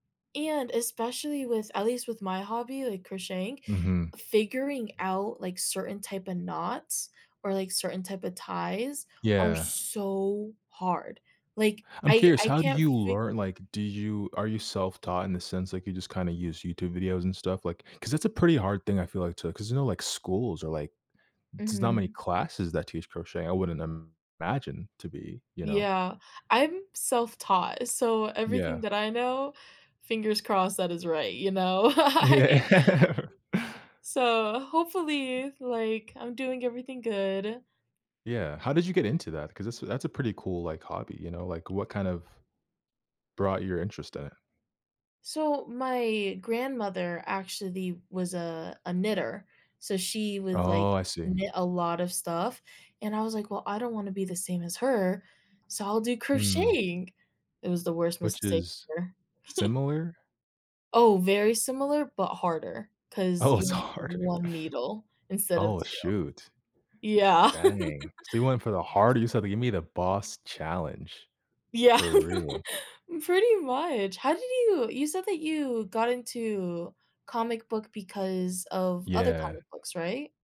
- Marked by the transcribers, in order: stressed: "so"; laughing while speaking: "Yeah, r"; laughing while speaking: "I"; other background noise; tapping; chuckle; laughing while speaking: "Oh, it's harder"; chuckle; laugh
- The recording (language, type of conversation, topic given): English, unstructured, Have you ever felt stuck making progress in a hobby?
- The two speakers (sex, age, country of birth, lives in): female, 20-24, United States, United States; male, 20-24, Canada, United States